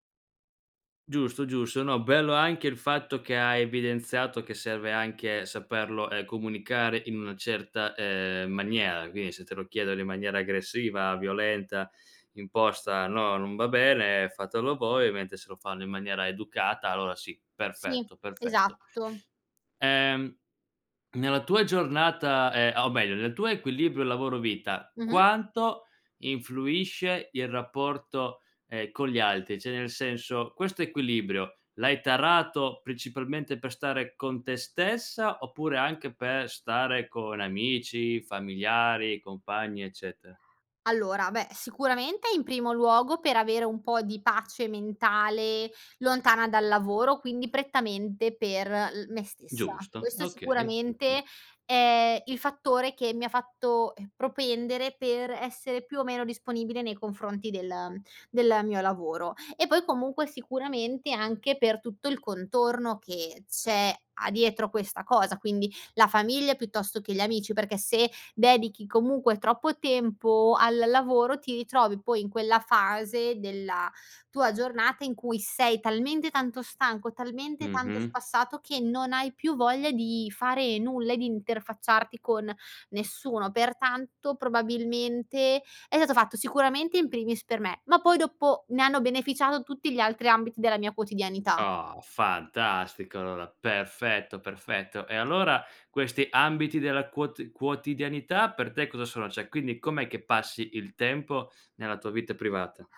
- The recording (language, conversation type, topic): Italian, podcast, Cosa significa per te l’equilibrio tra lavoro e vita privata?
- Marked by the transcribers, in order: "Quindi" said as "quini"; "ovviamente" said as "ovemente"; "Cioè" said as "ceh"; "eccetera" said as "eccete"; unintelligible speech; "ritrovi" said as "itrovi"; "stato" said as "sato"; "Cioè" said as "ceh"